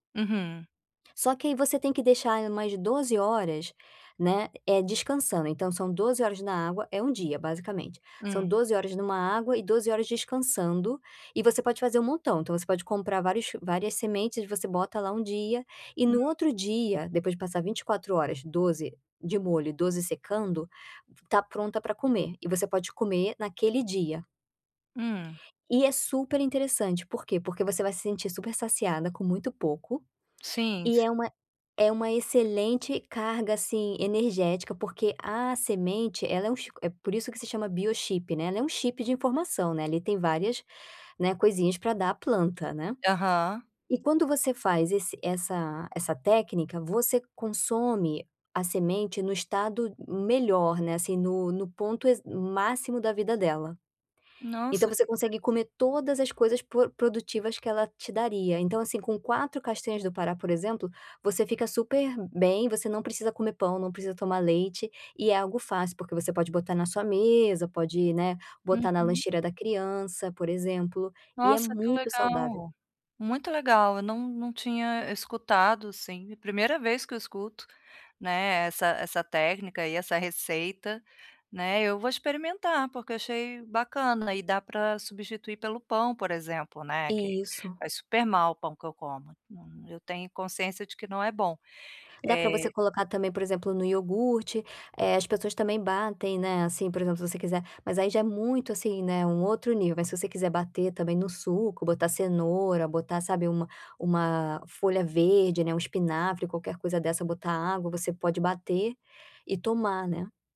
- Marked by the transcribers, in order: none
- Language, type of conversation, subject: Portuguese, advice, Como posso equilibrar praticidade e saúde ao escolher alimentos?